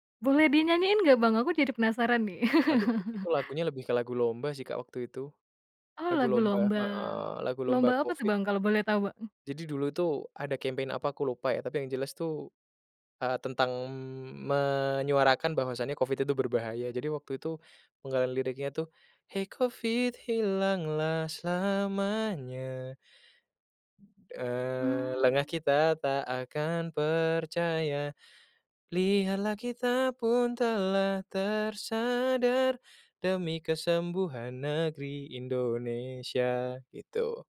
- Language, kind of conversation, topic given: Indonesian, podcast, Seberapa besar pengaruh budaya setempat terhadap selera musikmu?
- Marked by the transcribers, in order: chuckle; in English: "campaign"; singing: "Hei Covid hilanglah selamanya"; singing: "lengah kita tak akan percaya … kesembuhan negeri Indonesia"